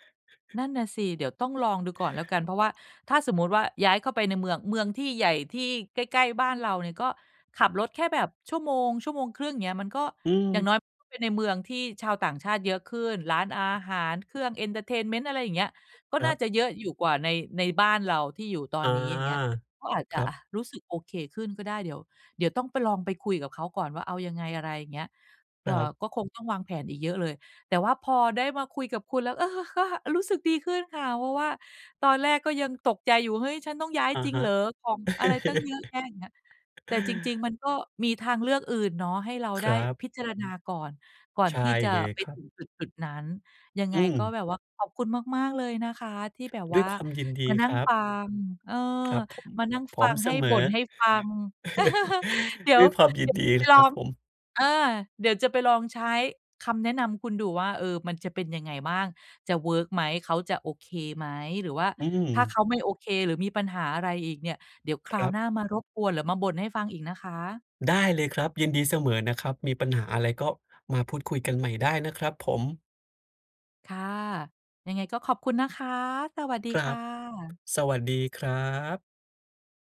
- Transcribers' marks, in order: other background noise; tapping; in English: "เอนเทอร์เทนเมนต์"; chuckle; chuckle; laugh
- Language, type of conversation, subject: Thai, advice, จะคุยและตัดสินใจอย่างไรเมื่อเป้าหมายชีวิตไม่ตรงกัน เช่น เรื่องแต่งงานหรือการย้ายเมือง?